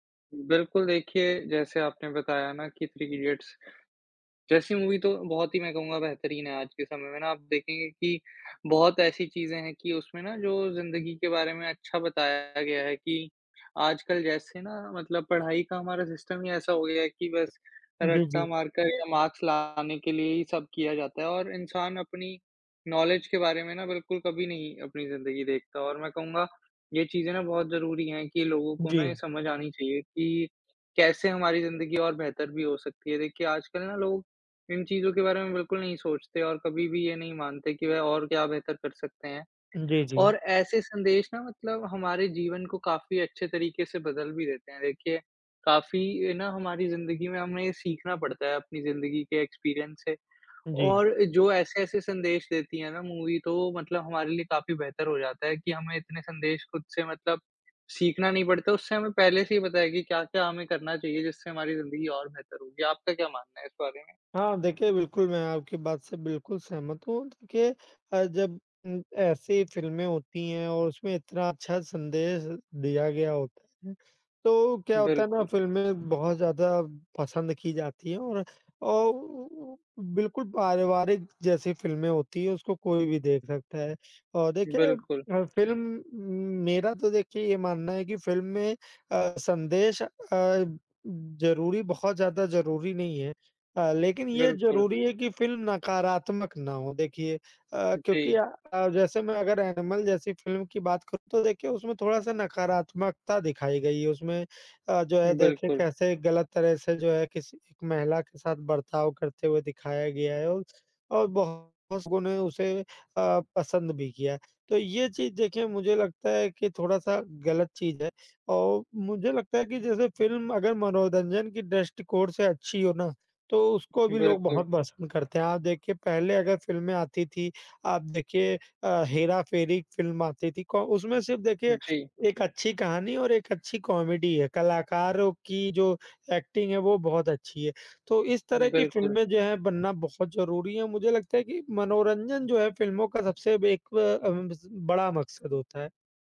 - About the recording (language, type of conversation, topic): Hindi, unstructured, क्या फिल्मों में मनोरंजन और संदेश, दोनों का होना जरूरी है?
- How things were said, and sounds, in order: in English: "थ्री"; in English: "मूवी"; in English: "सिस्टम"; in English: "मार्क्स"; in English: "नॉलेज"; other background noise; in English: "एक्सपीरियंस"; in English: "मूवी"; tapping; other noise; in English: "कॉमेडी"; in English: "एक्टिंग"